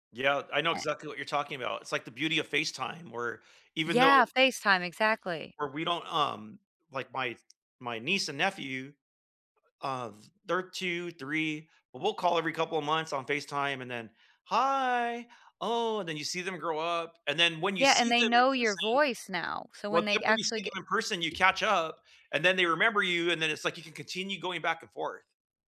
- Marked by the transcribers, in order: tapping
- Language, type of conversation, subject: English, unstructured, How do apps, videos, and reminders help you learn, remember, and connect with others?